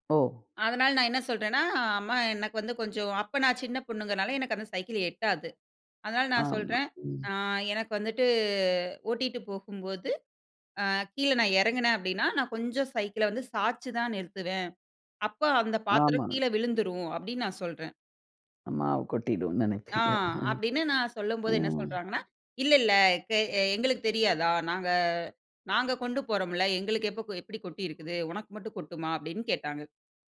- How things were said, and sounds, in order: drawn out: "வந்துட்டு"; other noise
- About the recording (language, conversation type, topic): Tamil, podcast, உங்கள் மனதில் பகிர்வது கொஞ்சம் பயமாக இருக்கிறதா, இல்லையா அது ஒரு சாகசமாக தோன்றுகிறதா?